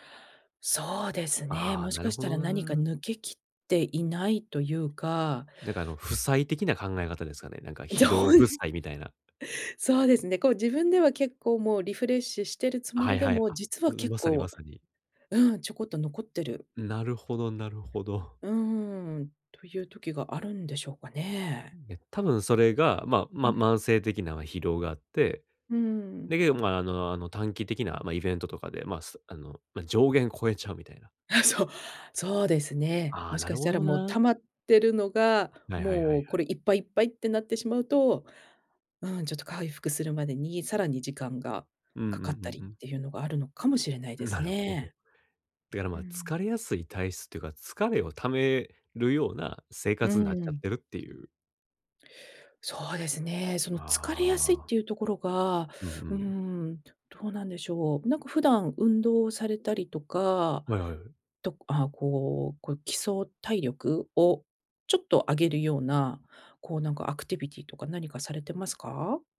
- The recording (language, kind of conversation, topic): Japanese, advice, 短時間で元気を取り戻すにはどうすればいいですか？
- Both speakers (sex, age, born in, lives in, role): female, 50-54, Japan, United States, advisor; male, 30-34, Japan, Japan, user
- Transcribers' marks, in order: laughing while speaking: "じょほで"; laughing while speaking: "あ、そう"; other background noise